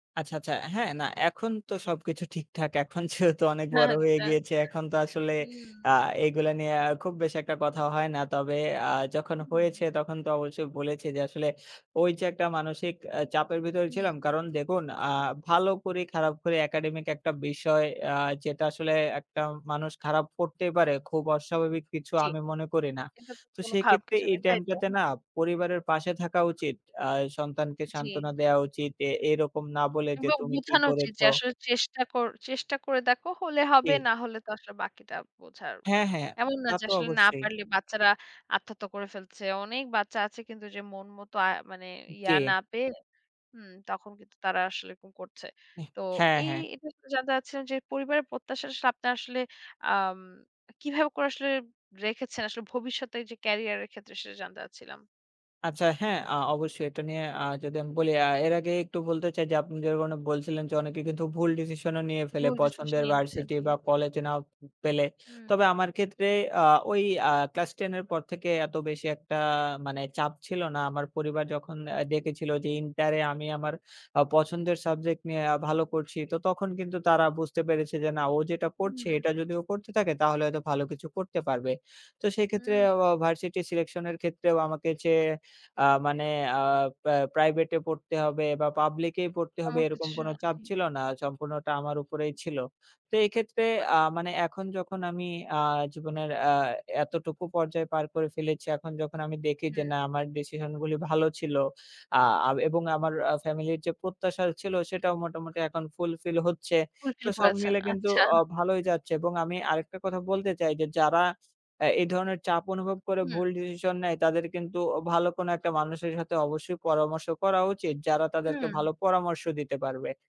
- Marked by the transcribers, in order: laughing while speaking: "এখন যেহেতু"; laughing while speaking: "আচ্ছা"; other background noise; in English: "academic"; "সামনে" said as "সাপ্তা"; "যেরকমটা" said as "যেরকনডা"; in English: "fulfill"; in English: "fulfill"
- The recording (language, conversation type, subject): Bengali, podcast, তোমার পড়াশোনা নিয়ে পরিবারের প্রত্যাশা কেমন ছিল?